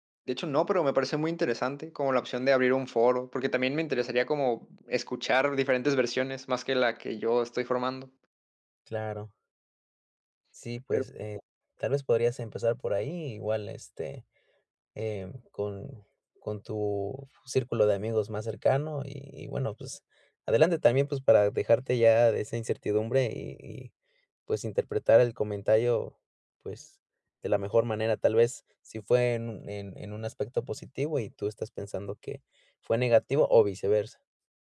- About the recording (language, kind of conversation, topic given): Spanish, advice, ¿Cómo puedo interpretar mejor comentarios vagos o contradictorios?
- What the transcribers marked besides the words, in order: other background noise; tapping